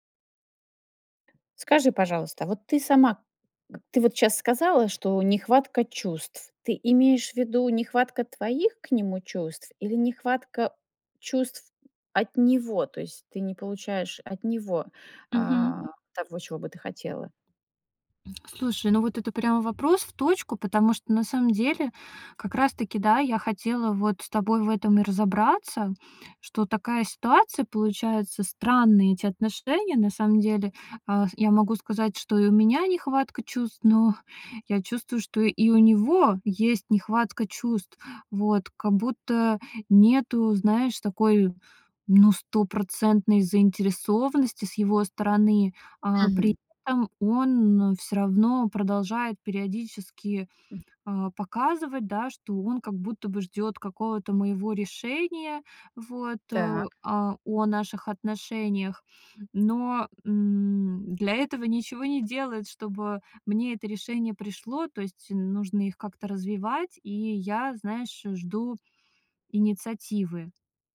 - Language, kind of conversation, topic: Russian, advice, Как мне решить, стоит ли расстаться или взять перерыв в отношениях?
- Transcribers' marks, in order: tapping